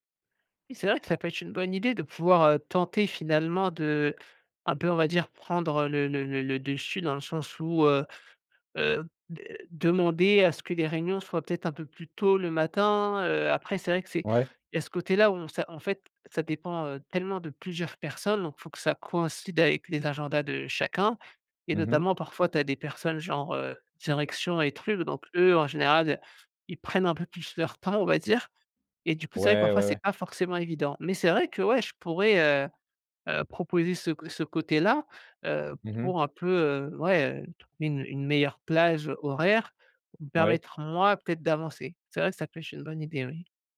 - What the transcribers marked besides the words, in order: stressed: "moi"; "peut-être" said as "peuche"
- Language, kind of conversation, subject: French, advice, Comment gérer des journées remplies de réunions qui empêchent tout travail concentré ?